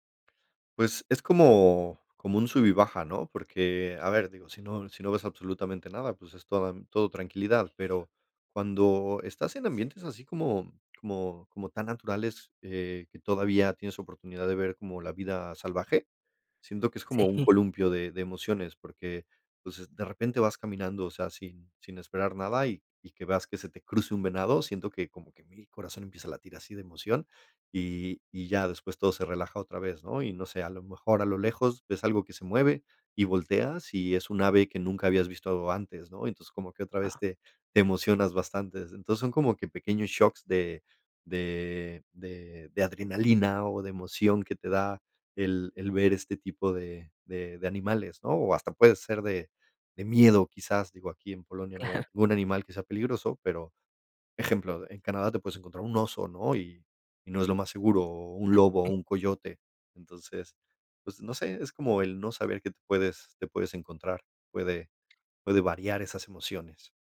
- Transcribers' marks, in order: chuckle; chuckle; chuckle; tapping
- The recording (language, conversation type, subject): Spanish, podcast, ¿Cómo describirías la experiencia de estar en un lugar sin ruido humano?